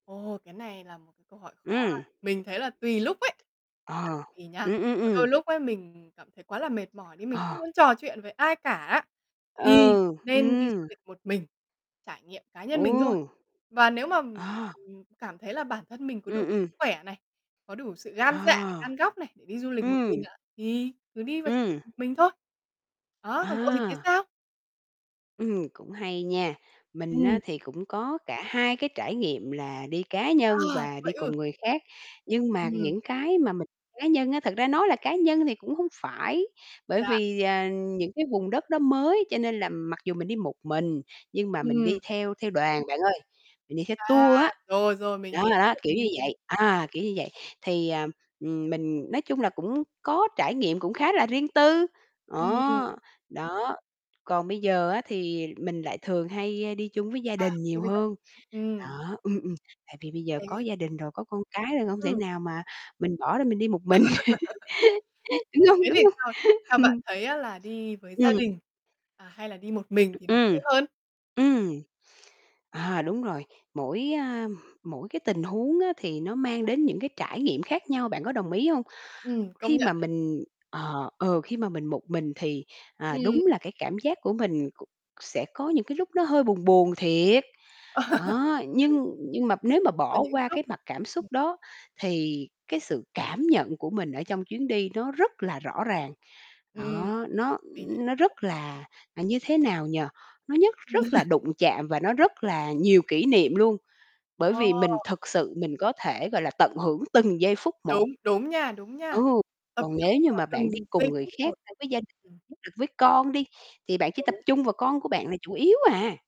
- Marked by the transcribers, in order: tapping; other background noise; distorted speech; unintelligible speech; laugh; laughing while speaking: "mình"; laugh; chuckle; laugh; other noise; chuckle; unintelligible speech
- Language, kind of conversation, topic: Vietnamese, unstructured, Theo bạn, việc đi du lịch có giúp thay đổi cách nhìn về cuộc sống không?
- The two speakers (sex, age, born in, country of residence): female, 20-24, Vietnam, Vietnam; female, 45-49, Vietnam, Vietnam